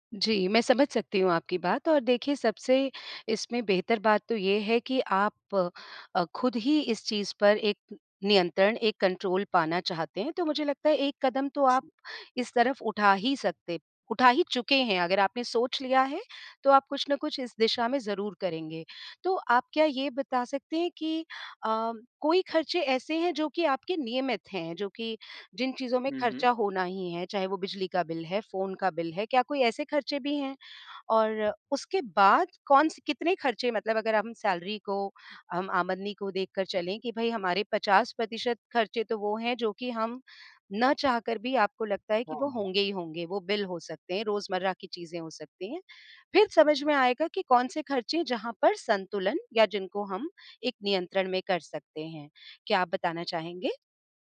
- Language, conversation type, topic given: Hindi, advice, महीने के अंत में बचत न बच पाना
- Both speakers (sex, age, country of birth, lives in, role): female, 50-54, India, India, advisor; male, 20-24, India, India, user
- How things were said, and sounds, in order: in English: "कंट्रोल"; in English: "सैलरी"